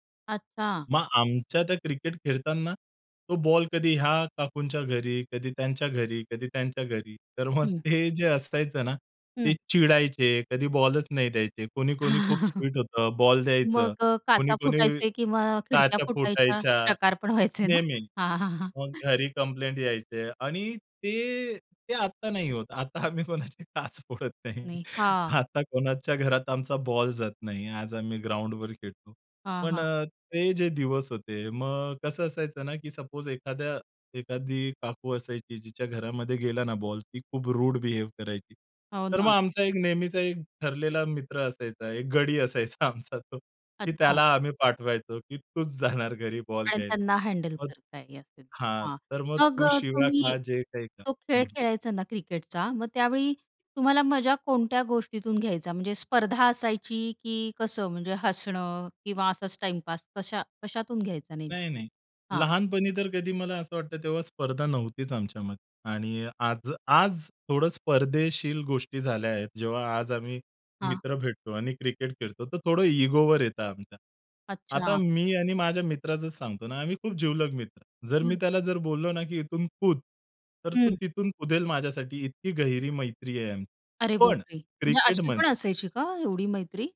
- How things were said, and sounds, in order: laughing while speaking: "मग ते जे"; chuckle; laughing while speaking: "व्हायचे ना? हां, हां, हां"; tapping; laughing while speaking: "आता आम्ही कोणाची काच फोडत नाही"; in English: "सपोज"; in English: "रूड बिहेव"; laughing while speaking: "आमचा तो"; unintelligible speech
- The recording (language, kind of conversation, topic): Marathi, podcast, मित्रांबरोबर खेळताना तुला सगळ्यात जास्त मजा कशात वाटायची?